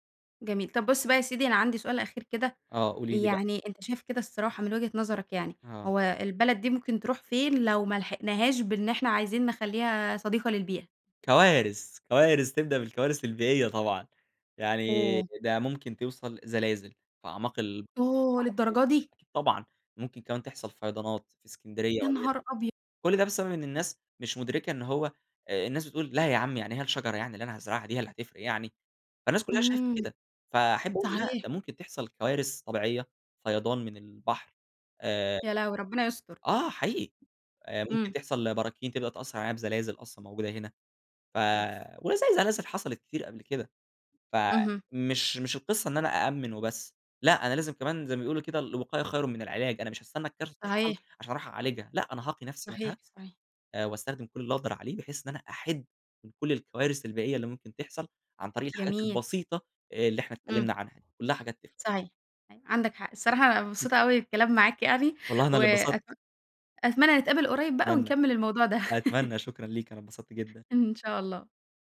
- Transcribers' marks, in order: unintelligible speech; chuckle
- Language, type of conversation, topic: Arabic, podcast, إزاي نخلي المدن عندنا أكتر خضرة من وجهة نظرك؟